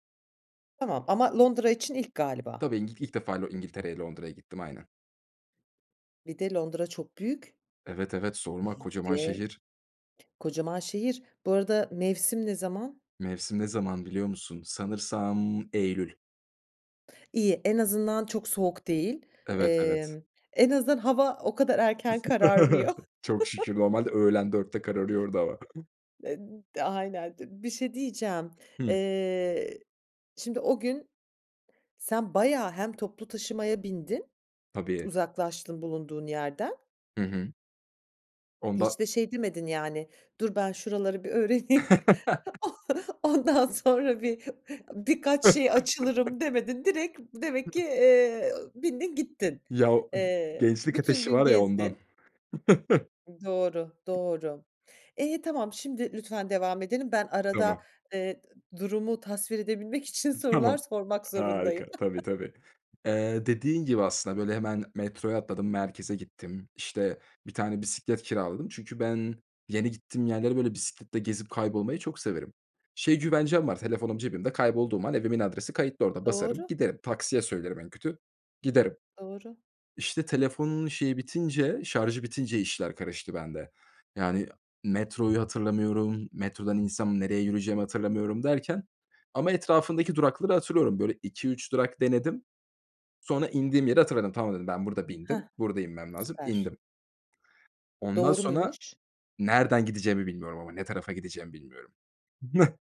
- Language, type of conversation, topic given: Turkish, podcast, Yurt dışındayken kaybolduğun bir anını anlatır mısın?
- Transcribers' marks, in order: other background noise; chuckle; laughing while speaking: "kararmıyor"; chuckle; chuckle; chuckle; tapping; laughing while speaking: "öğreneyim, on ondan sonra bir"; chuckle; chuckle; chuckle; laughing while speaking: "Tamam"; laughing while speaking: "sorular"; chuckle; chuckle